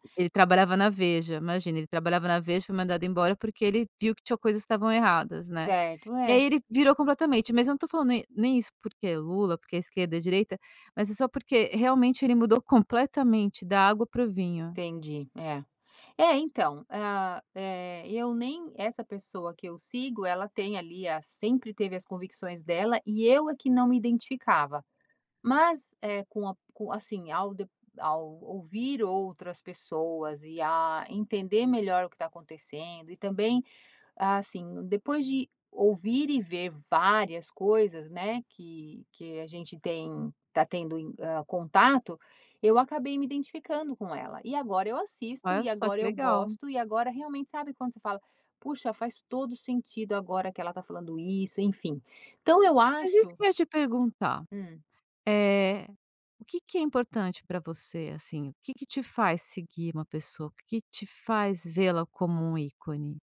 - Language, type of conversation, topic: Portuguese, podcast, Como seguir um ícone sem perder sua identidade?
- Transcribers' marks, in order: none